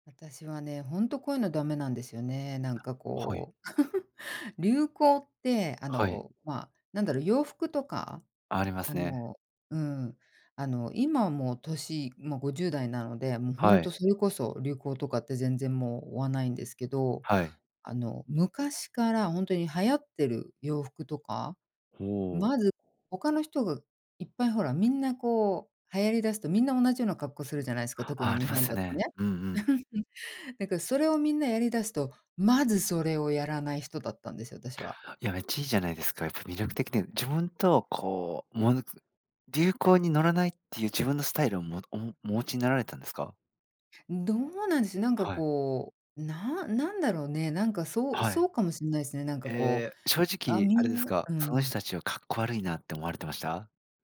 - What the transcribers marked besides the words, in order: chuckle; chuckle
- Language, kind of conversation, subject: Japanese, podcast, 流行と自分の好みのバランスを、普段どう取っていますか？